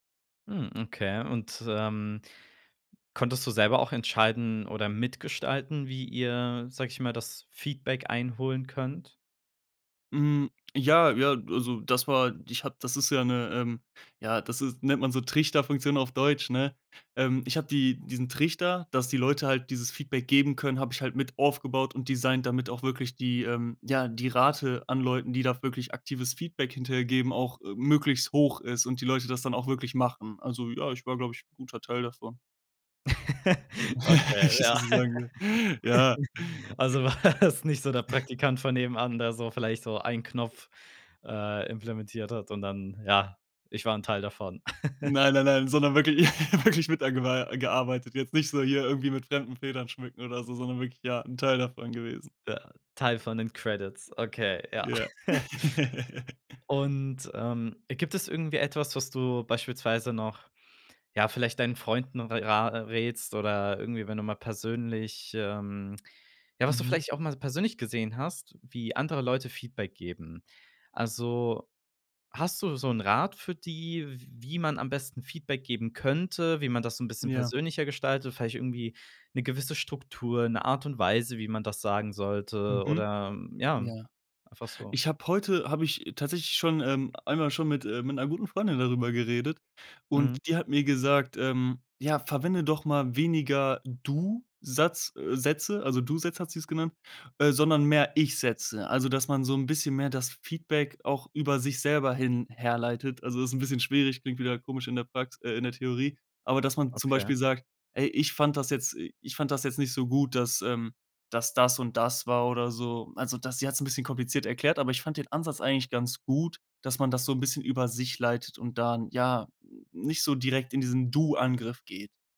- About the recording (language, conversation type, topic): German, podcast, Wie sammelst du Feedback, das wirklich weiterhilft?
- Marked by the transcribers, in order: laugh; giggle; unintelligible speech; laughing while speaking: "Also warst nicht so der"; laughing while speaking: "sagen soll"; giggle; other background noise; chuckle; put-on voice: "Ja, ich war ´n Teil davon"; joyful: "Nein, nein, nein, sondern wirklich … Teil davon gewesen"; giggle; laugh; in English: "Credits"; put-on voice: "Credits"; laugh; stressed: "könnte"